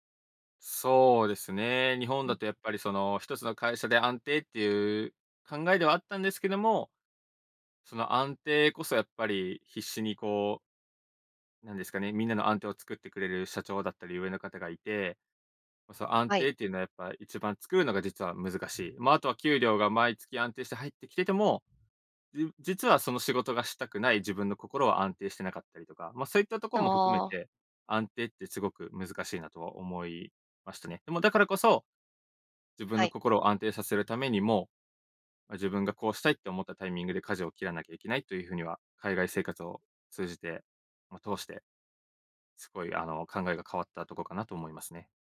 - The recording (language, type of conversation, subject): Japanese, podcast, 初めて一人でやり遂げたことは何ですか？
- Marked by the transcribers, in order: none